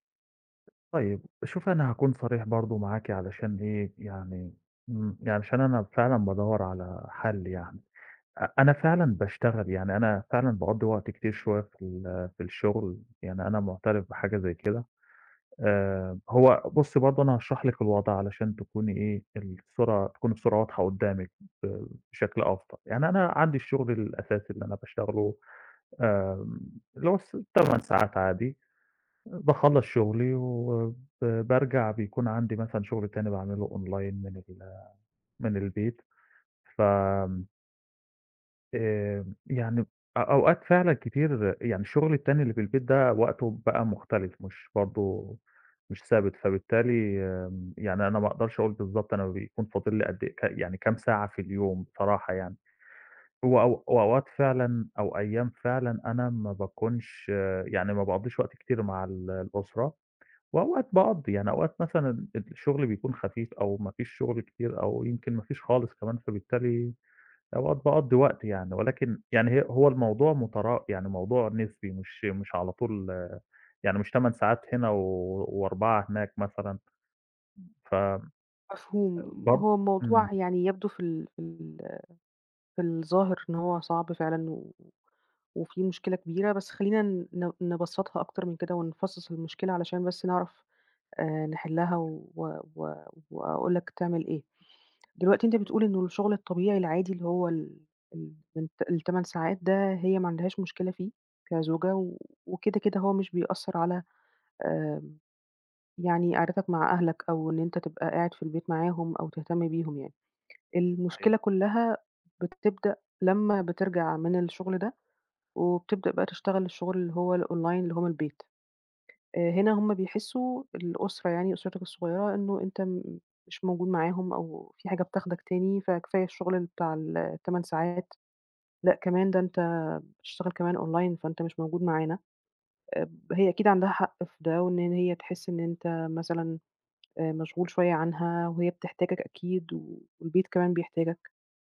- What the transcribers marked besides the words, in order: tapping; other background noise; in English: "online"; other noise; unintelligible speech; unintelligible speech; in English: "الonline"; in English: "online"
- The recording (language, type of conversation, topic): Arabic, advice, إزاي شغلك بيأثر على وقت الأسرة عندك؟